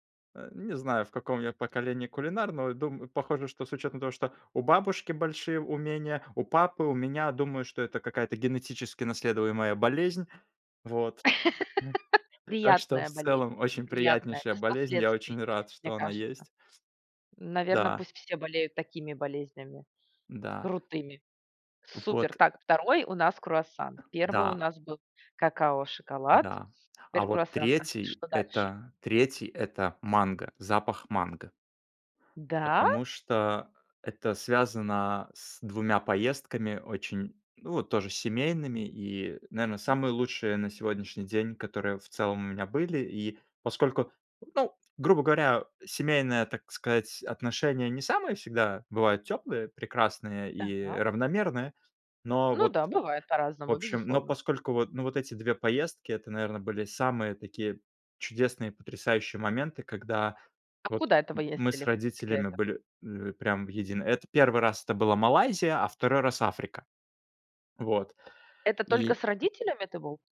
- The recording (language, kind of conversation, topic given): Russian, podcast, Какой запах мгновенно поднимает тебе настроение?
- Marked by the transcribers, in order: laugh; other noise; other background noise